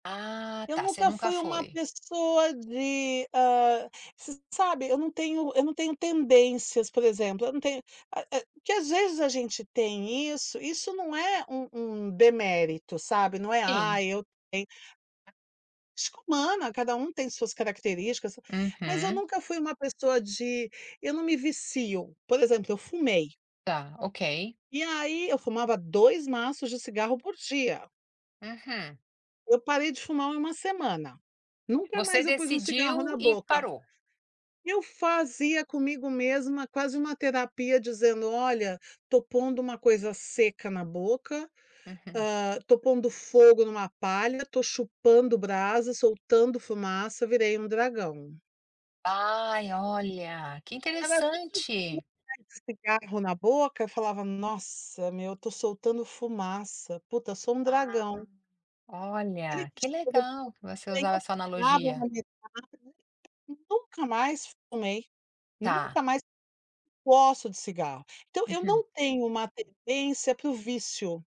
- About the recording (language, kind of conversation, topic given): Portuguese, podcast, Qual é a relação entre fama digital e saúde mental hoje?
- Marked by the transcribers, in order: unintelligible speech; tapping; unintelligible speech